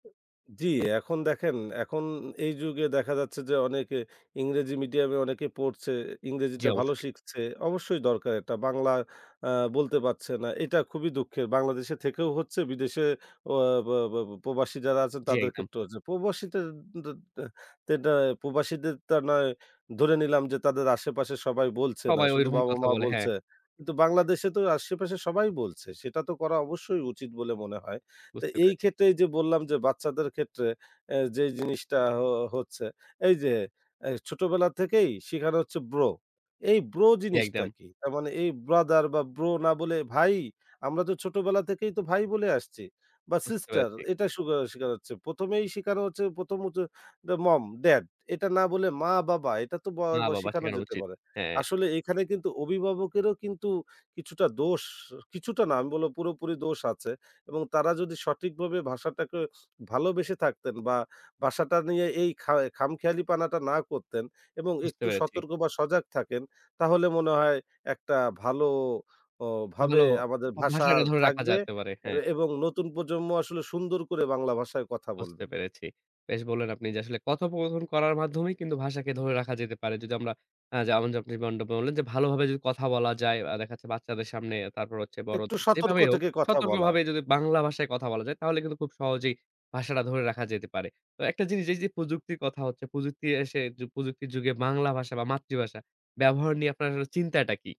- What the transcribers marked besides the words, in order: other background noise; in English: "bro"; in English: "bro"; in English: "brother"; in English: "bro"; in English: "sister"; in English: "mom, dad"
- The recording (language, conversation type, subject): Bengali, podcast, তুমি নিজের ভাষা টিকিয়ে রাখতে কী কী পদক্ষেপ নিয়েছো?